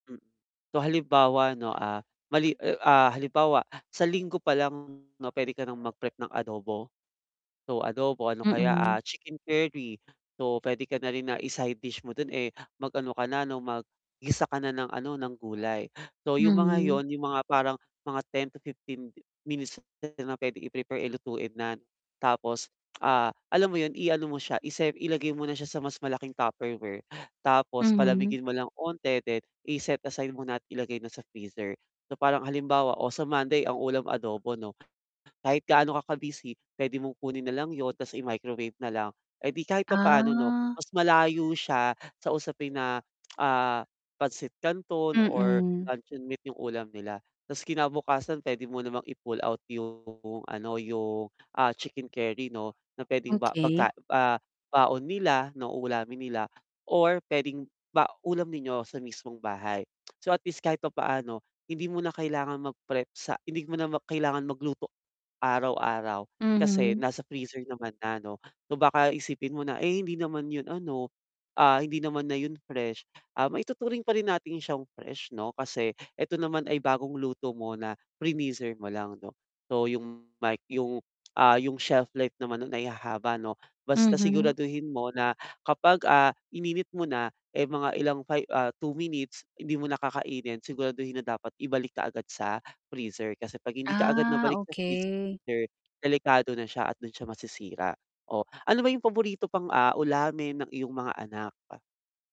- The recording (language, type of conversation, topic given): Filipino, advice, Paano ko mapaplano nang simple ang mga pagkain ko sa buong linggo?
- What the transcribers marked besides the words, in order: tapping; other background noise; distorted speech; drawn out: "Ah"; drawn out: "Ah"